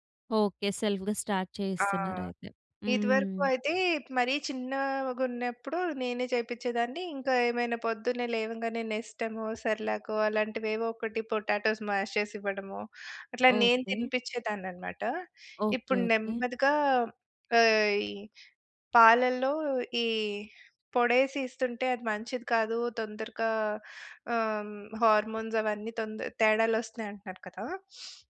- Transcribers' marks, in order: in English: "సెల్ఫ్‌గా స్టార్ట్"; in English: "పొటాటోస్ మాష్"; sniff
- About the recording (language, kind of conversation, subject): Telugu, podcast, మీ ఉదయపు దినచర్య ఎలా ఉంటుంది, సాధారణంగా ఏమేమి చేస్తారు?